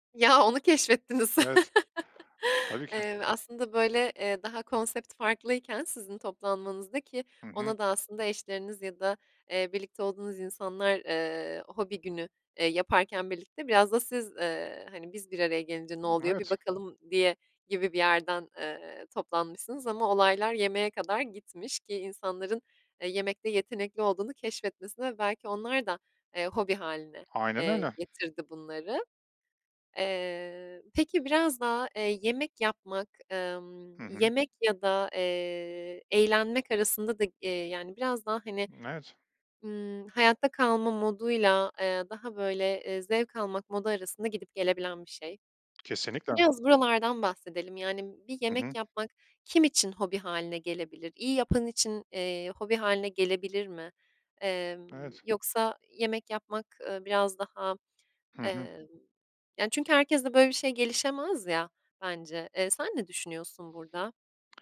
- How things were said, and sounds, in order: laughing while speaking: "Ya, onu keşfettiniz"; chuckle; tapping; other background noise
- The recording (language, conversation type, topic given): Turkish, podcast, Yemek yapmayı hobi hâline getirmek isteyenlere ne önerirsiniz?